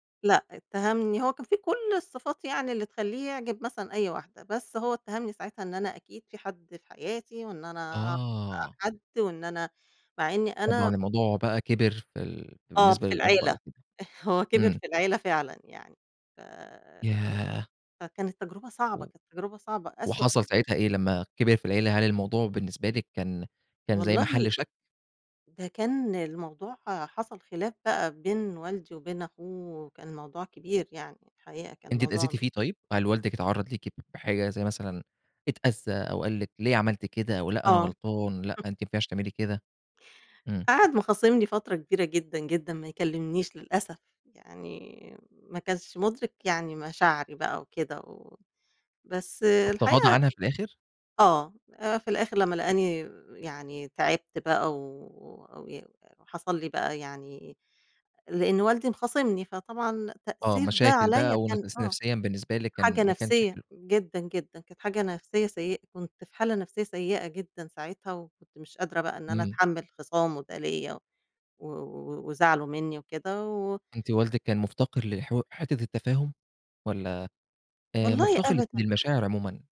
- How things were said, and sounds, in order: tapping; chuckle; unintelligible speech
- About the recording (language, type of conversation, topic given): Arabic, podcast, إنت بتفضّل تختار شريك حياتك على أساس القيم ولا المشاعر؟